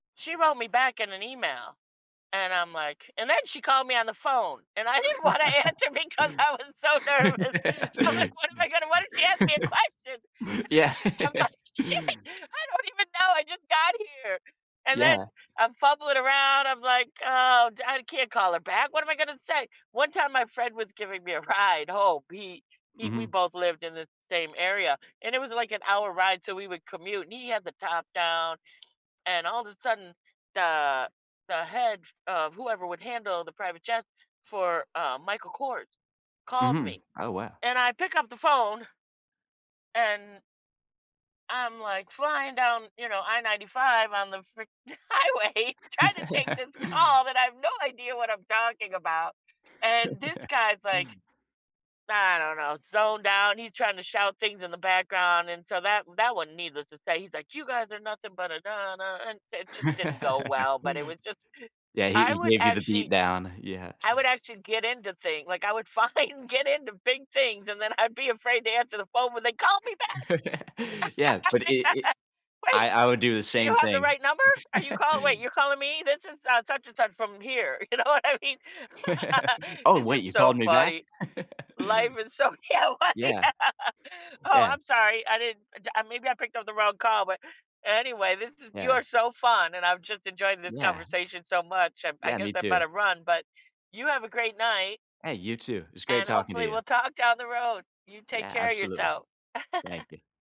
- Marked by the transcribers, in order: laugh; laughing while speaking: "wanna answer because I was … just got here"; laugh; laughing while speaking: "Yeah. Yeah"; laugh; tapping; other background noise; laughing while speaking: "highway, tryna take this call … I'm talking about"; laugh; chuckle; laugh; laughing while speaking: "find"; laughing while speaking: "I'd be"; laugh; laughing while speaking: "when they call me back. Yeah"; laugh; laugh; laugh; laughing while speaking: "you know what I mean?"; laugh; laughing while speaking: "Yeah"; unintelligible speech; laugh
- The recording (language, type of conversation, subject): English, unstructured, How have surprises or new habits changed your daily routine?
- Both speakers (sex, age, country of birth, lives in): female, 55-59, United States, United States; male, 20-24, United States, United States